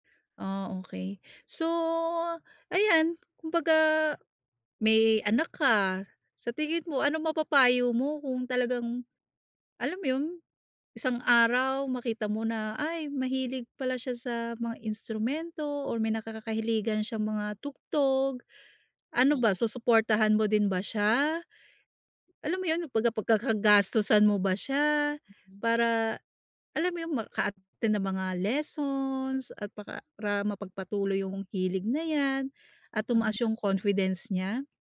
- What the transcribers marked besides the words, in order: drawn out: "So"; other background noise
- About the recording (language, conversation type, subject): Filipino, podcast, Paano nagsimula ang hilig mo sa musika?